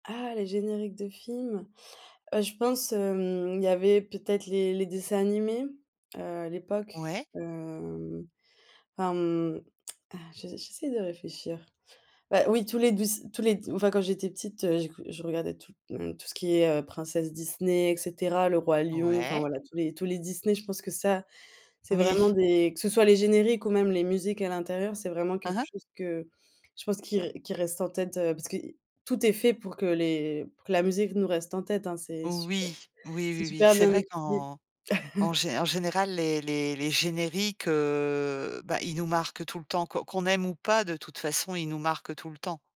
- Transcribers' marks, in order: tsk; tapping; chuckle; drawn out: "heu"
- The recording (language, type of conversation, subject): French, podcast, De quel générique télé te souviens-tu encore, au point qu’il te reste en tête ?